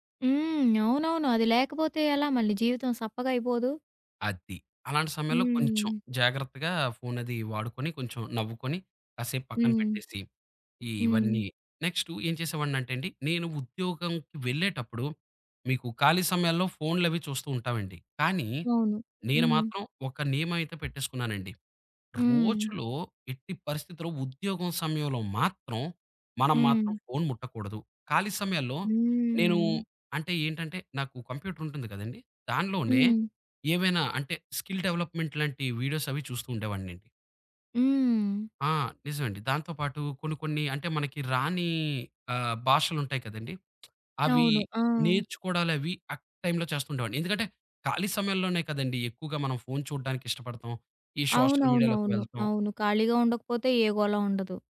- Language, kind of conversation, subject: Telugu, podcast, స్మార్ట్‌ఫోన్‌లో మరియు సోషల్ మీడియాలో గడిపే సమయాన్ని నియంత్రించడానికి మీకు సరళమైన మార్గం ఏది?
- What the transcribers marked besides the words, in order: in English: "నెక్స్ట్"; in English: "స్కిల్ డెవలప్‌మెంట్"; in English: "వీడియోస్"; other background noise; in English: "సోషల్ మీడియా"